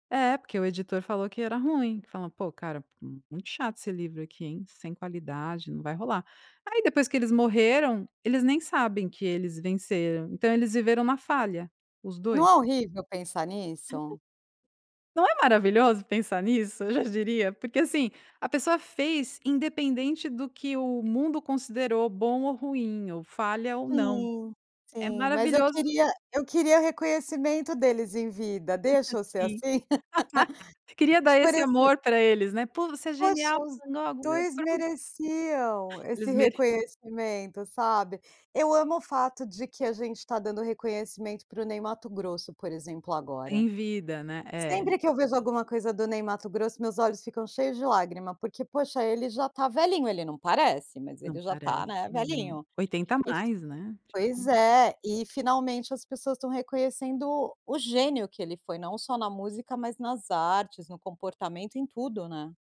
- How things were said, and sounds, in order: other background noise; laughing while speaking: "eu já diria"; laugh; tapping; unintelligible speech
- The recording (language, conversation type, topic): Portuguese, podcast, Quando é a hora certa de tentar novamente depois de falhar?